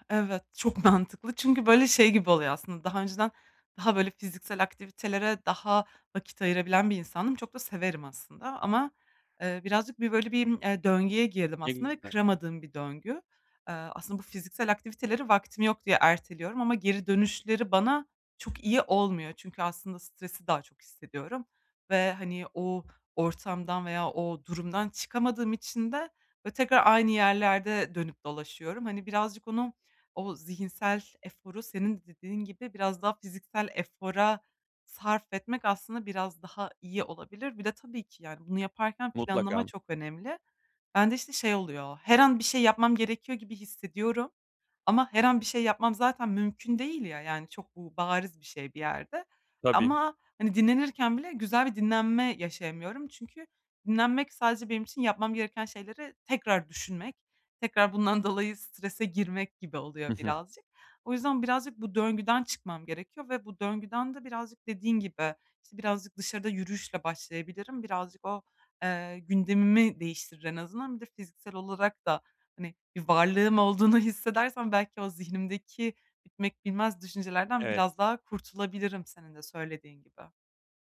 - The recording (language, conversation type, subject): Turkish, advice, Gün içinde bunaldığım anlarda hızlı ve etkili bir şekilde nasıl topraklanabilirim?
- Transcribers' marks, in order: other background noise; tapping